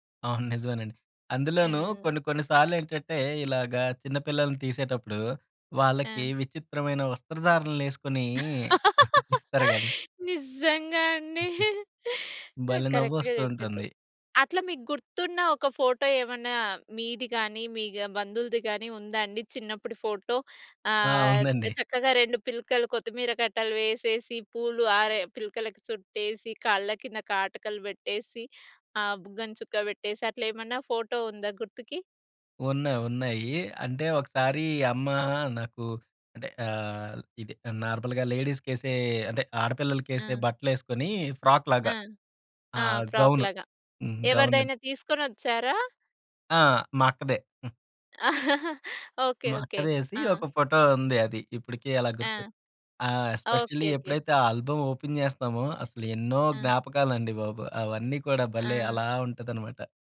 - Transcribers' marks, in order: laugh; laughing while speaking: "నిజ్జంగా అండి. కరక్ట్‌గా చెప్పిన్రు"; giggle; in English: "కరక్ట్‌గా"; giggle; laughing while speaking: "ఉందండి"; in English: "నార్మల్‌గా"; in English: "ఫ్రాక్‌లాగా"; tapping; in English: "ఫ్రాక్‌లాగా"; chuckle; in English: "స్పెషల్లీ"; in English: "ఆల్బమ్ ఓపెన్"
- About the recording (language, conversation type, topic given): Telugu, podcast, మీ కుటుంబపు పాత ఫోటోలు మీకు ఏ భావాలు తెస్తాయి?